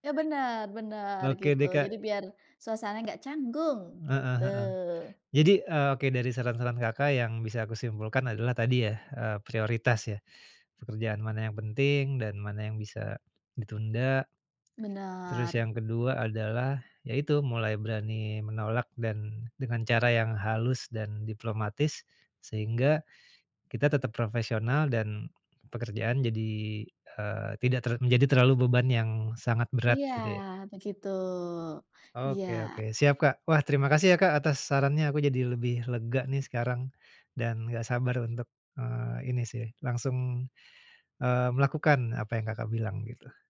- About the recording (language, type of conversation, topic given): Indonesian, advice, Bagaimana cara berhenti terlalu sering mengatakan ya agar jadwal saya tidak terlalu penuh?
- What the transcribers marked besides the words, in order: tapping